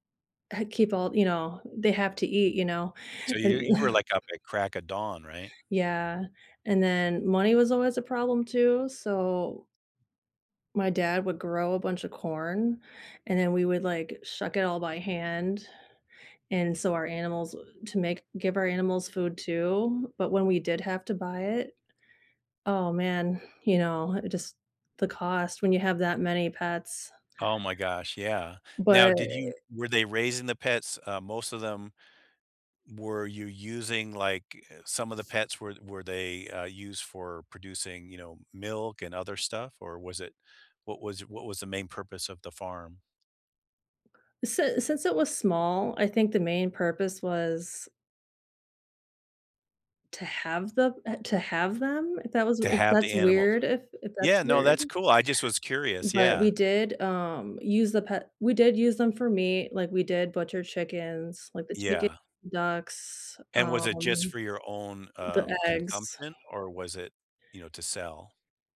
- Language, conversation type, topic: English, unstructured, How do time and money affect your experience of keeping a pet, and why do you think it is worth it?
- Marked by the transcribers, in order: chuckle; tapping; other background noise